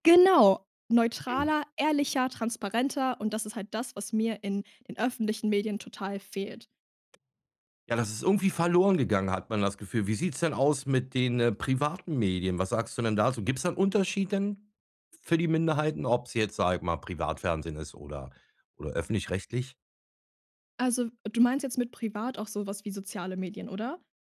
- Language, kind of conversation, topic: German, podcast, Wie erlebst du die Sichtbarkeit von Minderheiten im Alltag und in den Medien?
- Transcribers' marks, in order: stressed: "Genau"